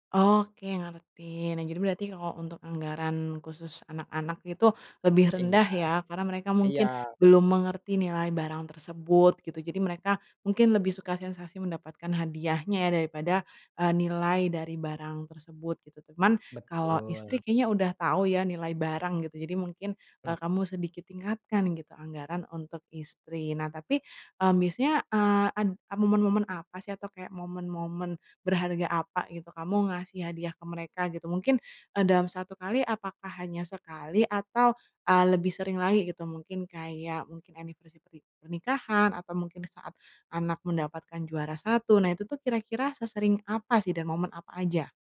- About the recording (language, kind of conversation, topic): Indonesian, advice, Bagaimana cara menemukan hadiah yang benar-benar bermakna untuk teman atau keluarga saya?
- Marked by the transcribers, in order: tapping; other background noise; in English: "anniversary"